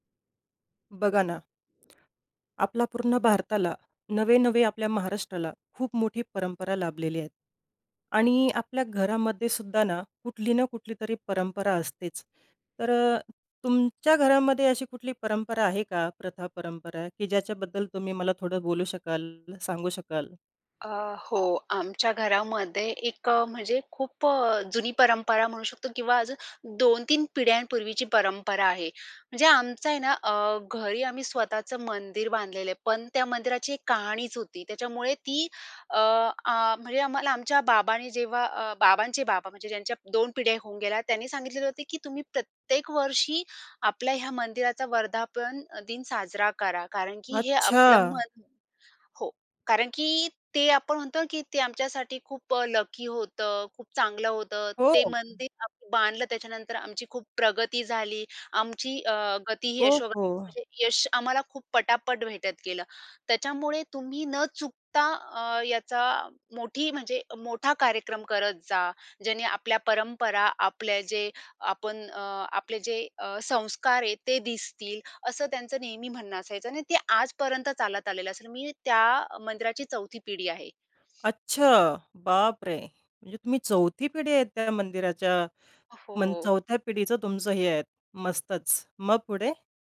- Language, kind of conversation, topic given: Marathi, podcast, तुमच्या घरात पिढ्यानपिढ्या चालत आलेली कोणती परंपरा आहे?
- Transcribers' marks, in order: other background noise; unintelligible speech; surprised: "अरे बापरे!"